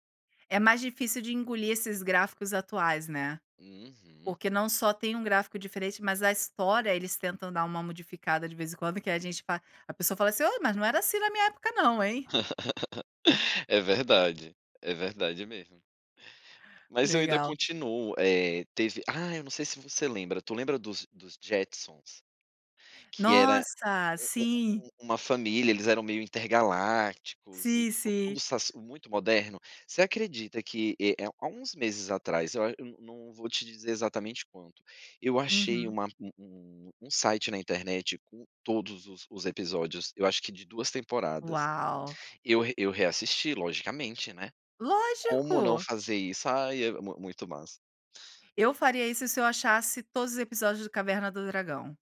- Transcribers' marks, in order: laugh
- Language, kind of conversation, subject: Portuguese, podcast, Qual programa infantil da sua infância você lembra com mais saudade?